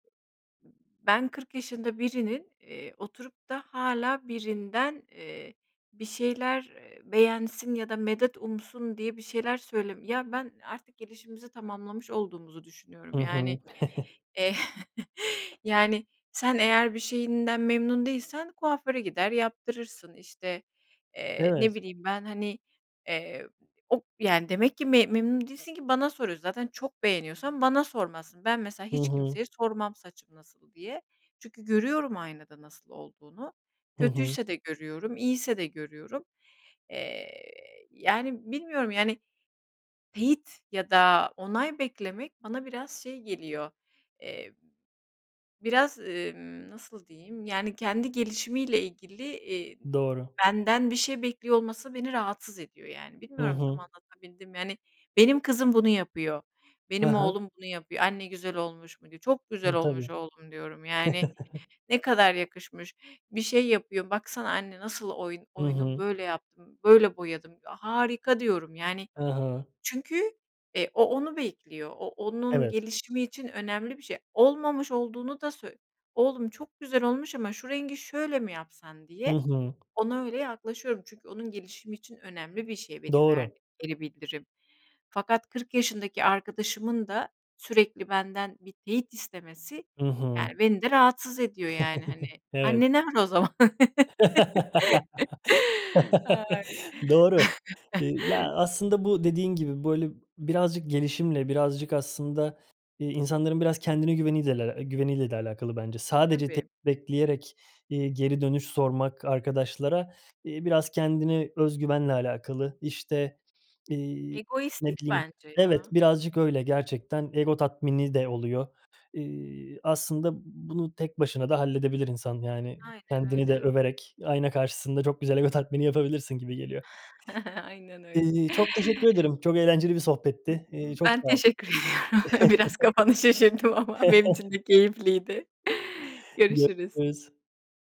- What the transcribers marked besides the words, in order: other background noise; chuckle; tapping; chuckle; chuckle; laugh; laughing while speaking: "zaman. Ay"; laugh; chuckle; chuckle; laughing while speaking: "ediyorum. Biraz kafanı şişirdim ama benim için de keyifliydi"; chuckle
- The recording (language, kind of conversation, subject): Turkish, podcast, Dürüstçe konuşmakla kırıcı olmamak arasında nasıl denge kurarsın?